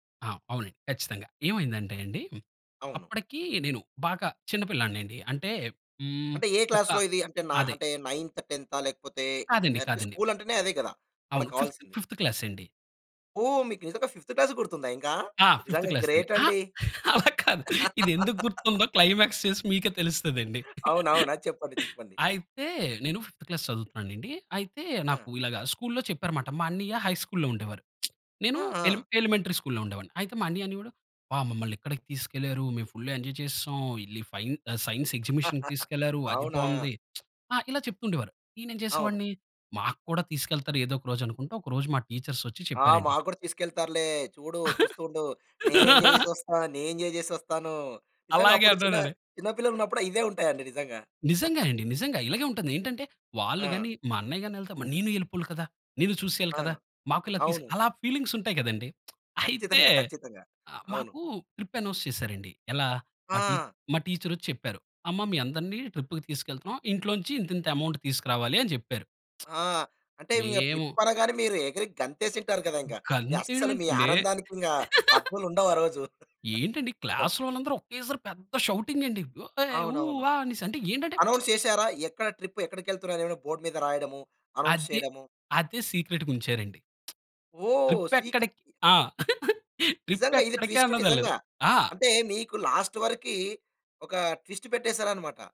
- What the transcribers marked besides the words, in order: in English: "క్లాస్‌లో"; in English: "నైన్త్, టెన్తా"; in English: "ఫిఫ్త్, ఫిఫ్త్ క్లాస్"; in English: "ఫిఫ్త్ క్లాస్‌ది"; in English: "ఫిఫ్త్ క్లాస్"; laugh; in English: "గ్రేట్"; in English: "క్లైమాక్స్"; laugh; chuckle; in English: "ఫిఫ్త్ క్లాస్"; in English: "స్కూల్‌లో"; in English: "హై స్కూల్లో"; lip smack; in English: "ఎలి ఎలిమెంటరీ స్కూల్‌లో"; in English: "ఫుల్‌గా ఎంజాయ్"; in English: "ఫైన్ సైన్స్ ఎగ్జిబిషన్‌కి"; chuckle; lip smack; in English: "టీచర్స్"; laugh; in English: "ఎంజాయ్"; in English: "ఎంజాయ్"; chuckle; chuckle; joyful: "మరి నేను ఎళ్ళిపోవాలి కదా! నేను చూసేయాలి కదా! మాకు ఇలా తీసి"; in English: "ఫీలింగ్స్"; chuckle; lip smack; in English: "ట్రిప్ అనౌన్స్"; in English: "ట్రిప్‌కి"; in English: "అమౌంట్"; in English: "ట్రిప్"; lip smack; chuckle; in English: "క్లాస్‌లో"; chuckle; in English: "షౌటింగ్"; in English: "అనౌన్స్"; lip smack; in English: "ట్రిప్"; in English: "బోర్డ్"; in English: "అనౌన్స్"; in English: "సీక్రెట్‌గా"; lip smack; in English: "ట్రిప్"; other noise; chuckle; in English: "ట్రిప్"; in English: "ట్విస్ట్"; in English: "లాస్ట్"; in English: "ట్విస్ట్"
- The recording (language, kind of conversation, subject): Telugu, podcast, నీ చిన్ననాటి పాఠశాల విహారయాత్రల గురించి నీకు ఏ జ్ఞాపకాలు గుర్తున్నాయి?